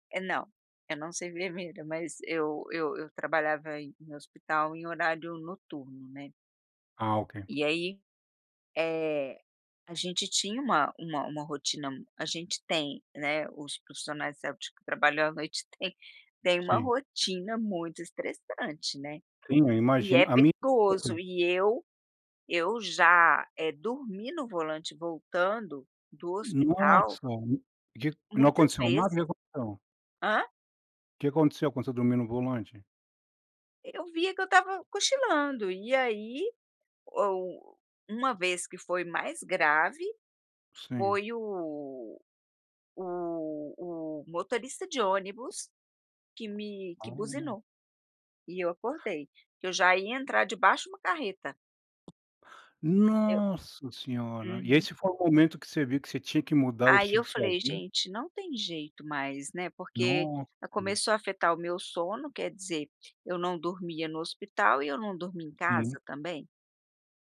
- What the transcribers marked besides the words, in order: tapping; unintelligible speech; other background noise
- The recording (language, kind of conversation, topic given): Portuguese, podcast, Como é a sua rotina matinal em dias comuns?